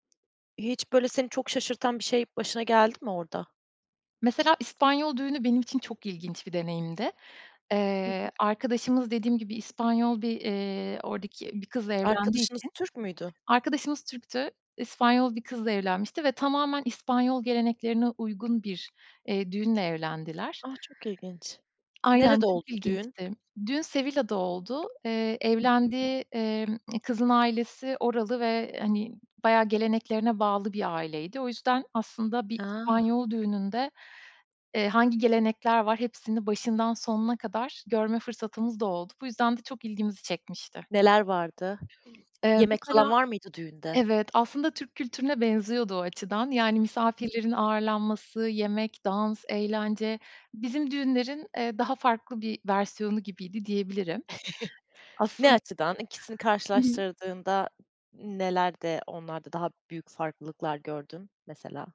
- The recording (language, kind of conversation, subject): Turkish, podcast, En unutulmaz seyahatini nasıl geçirdin, biraz anlatır mısın?
- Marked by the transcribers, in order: tapping; other background noise; unintelligible speech; chuckle; unintelligible speech